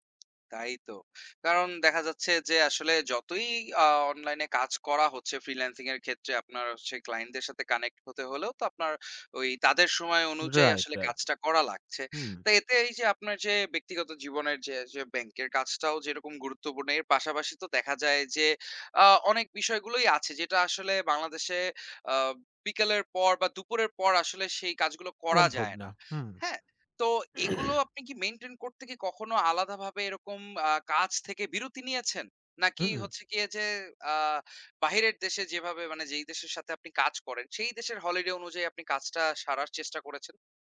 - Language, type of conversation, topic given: Bengali, podcast, কাজ ও ব্যক্তিগত জীবনের ভারসাম্য বজায় রাখতে আপনি কী করেন?
- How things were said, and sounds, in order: tapping; throat clearing